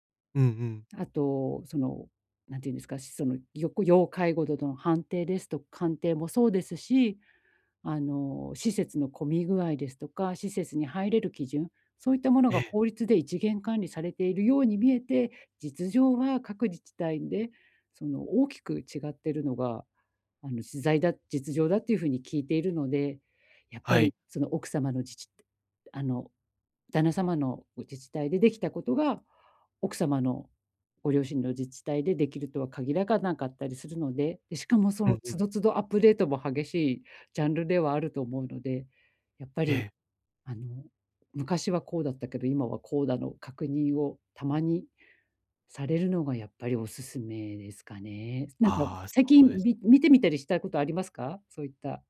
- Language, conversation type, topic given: Japanese, advice, 親が高齢になったとき、私の役割はどのように変わりますか？
- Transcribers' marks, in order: tapping